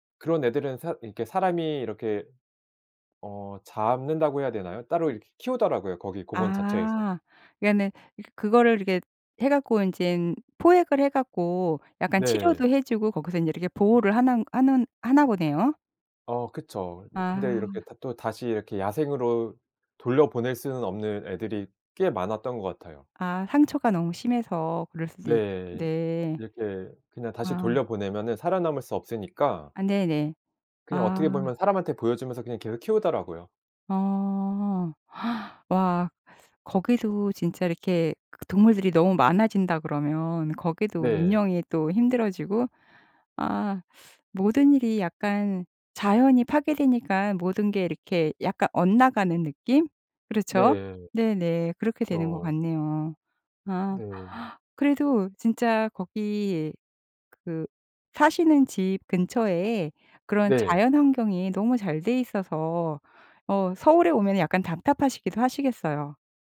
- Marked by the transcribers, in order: other background noise; tapping; gasp
- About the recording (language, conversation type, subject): Korean, podcast, 자연이 위로가 됐던 순간을 들려주실래요?